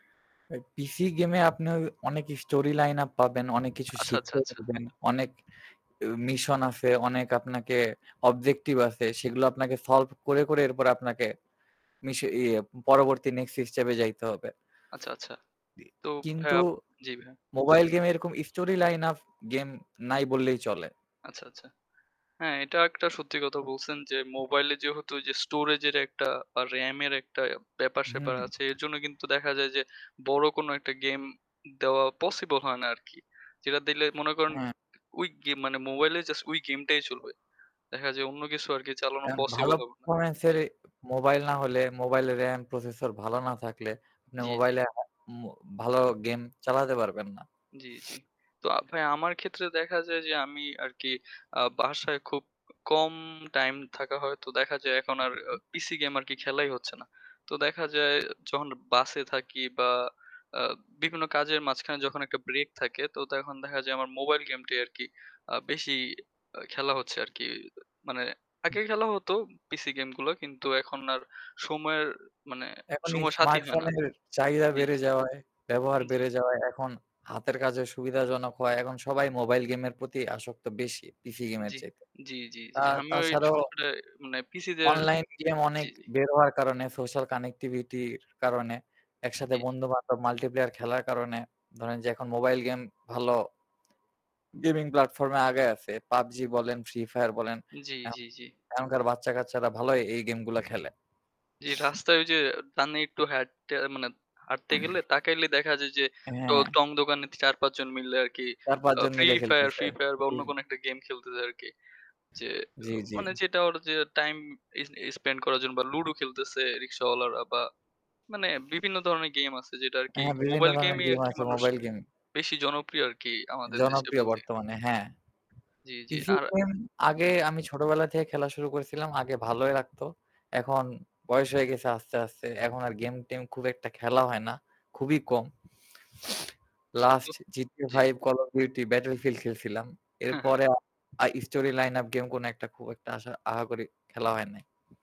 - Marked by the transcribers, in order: static; in English: "next step"; distorted speech; in English: "story line of game"; other background noise; tapping; in English: "performance"; unintelligible speech; sniff; unintelligible speech; in English: "connectivity"; in English: "multiplayer"; swallow; sniff; throat clearing; horn; in English: "time s spent"; sniff; unintelligible speech; in English: "story lineup game"; chuckle
- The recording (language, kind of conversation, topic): Bengali, unstructured, মোবাইল গেম আর পিসি গেমের মধ্যে কোনটি আপনার কাছে বেশি উপভোগ্য?